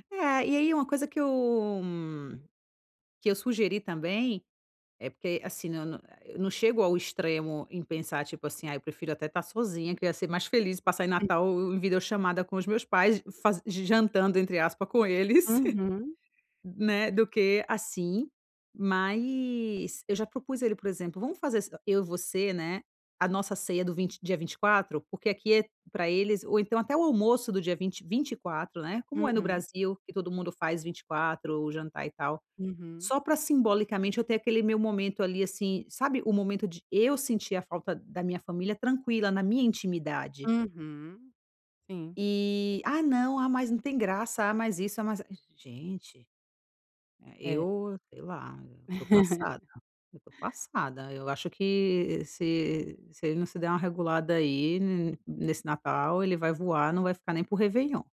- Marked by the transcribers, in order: other noise; laugh; laugh
- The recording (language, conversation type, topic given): Portuguese, advice, Por que me sinto deslocado em festas, reuniões sociais e comemorações?